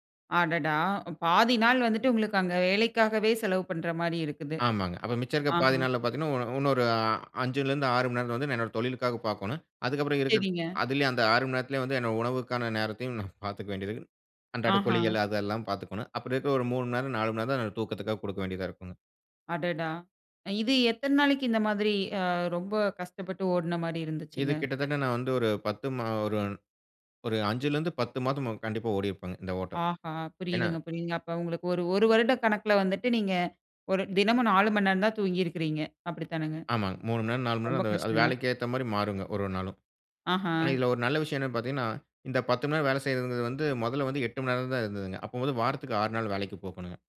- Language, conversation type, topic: Tamil, podcast, பணி நேரமும் தனிப்பட்ட நேரமும் பாதிக்காமல், எப்போதும் அணுகக்கூடியவராக இருக்க வேண்டிய எதிர்பார்ப்பை எப்படி சமநிலைப்படுத்தலாம்?
- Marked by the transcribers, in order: none